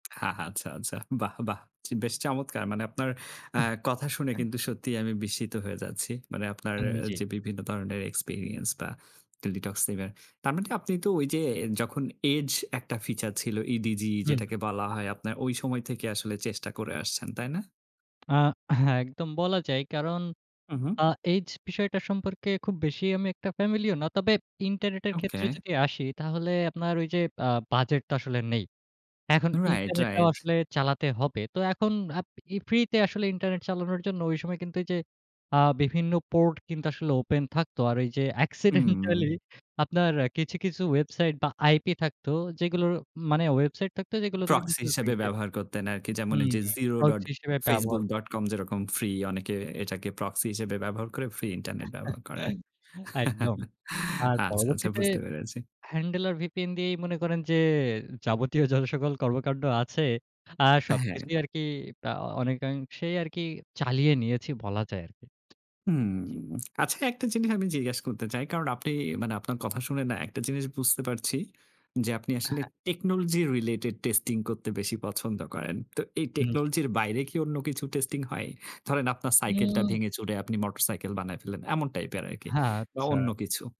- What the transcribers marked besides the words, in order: tapping; other noise; laughing while speaking: "অ্যাক্সিডেন্টালি"; unintelligible speech; unintelligible speech; chuckle; chuckle; laughing while speaking: "যত সকল"; lip smack; in English: "technology-related testing"; laughing while speaking: "হ্যাঁ, আচ্ছা"; sniff
- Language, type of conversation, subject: Bengali, podcast, ছোট বাজেটে পরীক্ষা চালানোর জন্য তোমার উপায় কী?